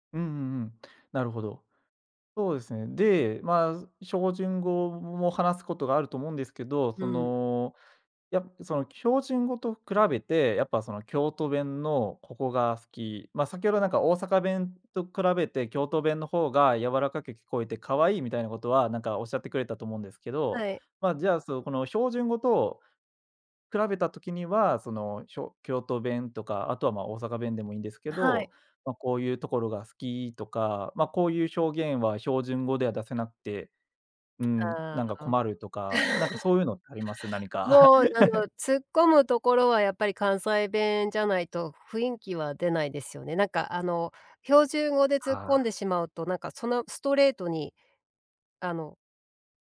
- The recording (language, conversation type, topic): Japanese, podcast, 故郷の方言や言い回しで、特に好きなものは何ですか？
- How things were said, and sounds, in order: chuckle; laugh